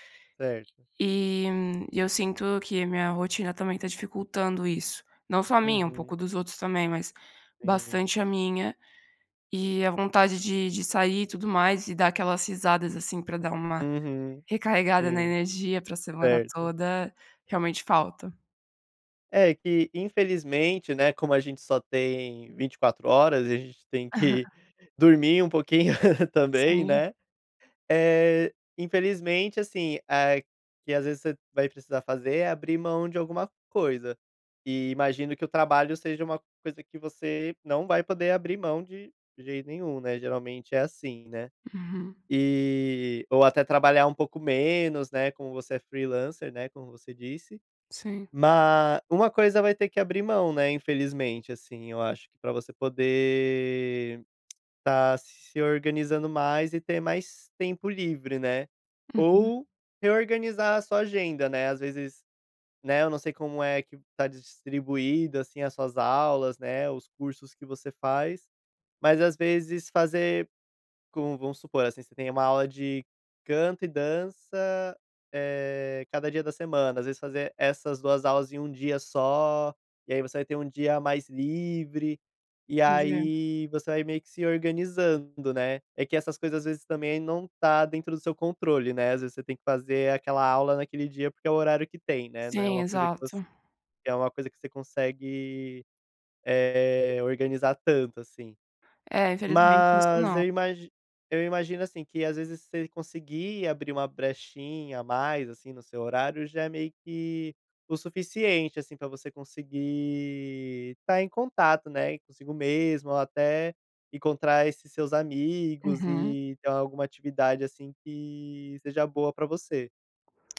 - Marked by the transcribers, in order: tapping; chuckle; other background noise; drawn out: "poder"; unintelligible speech
- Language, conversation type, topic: Portuguese, advice, Como posso manter uma vida social ativa sem sacrificar o meu tempo pessoal?